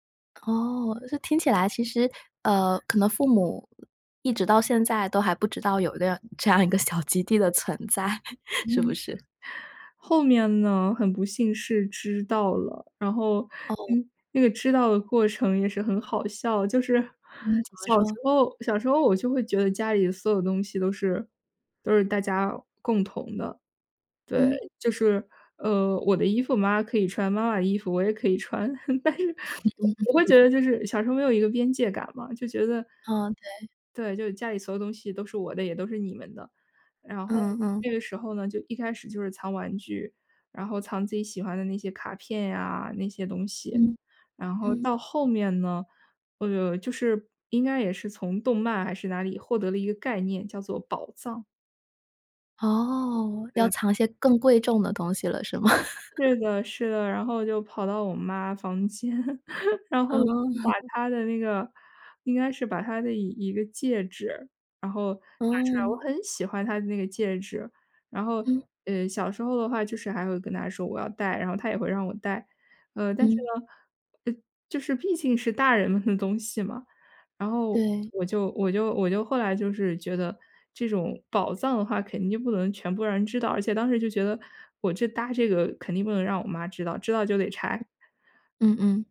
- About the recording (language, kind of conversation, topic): Chinese, podcast, 你童年时有没有一个可以分享的秘密基地？
- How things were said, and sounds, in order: other background noise; chuckle; chuckle; other noise; chuckle; chuckle